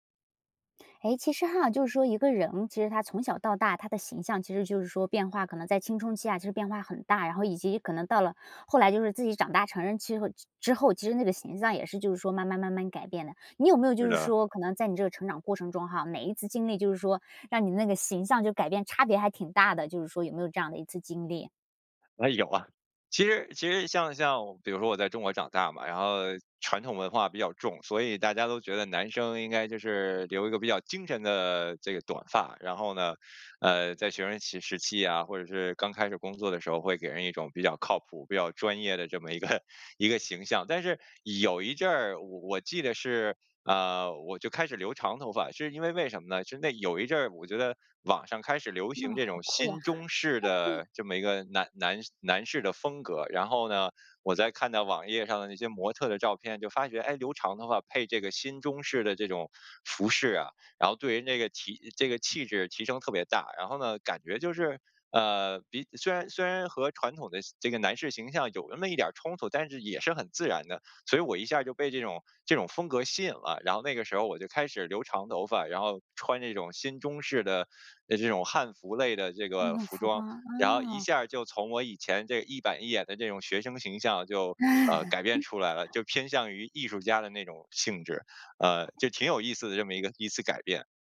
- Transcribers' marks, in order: laughing while speaking: "一个"; laugh; laugh; other background noise
- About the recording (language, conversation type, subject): Chinese, podcast, 你能分享一次改变形象的经历吗？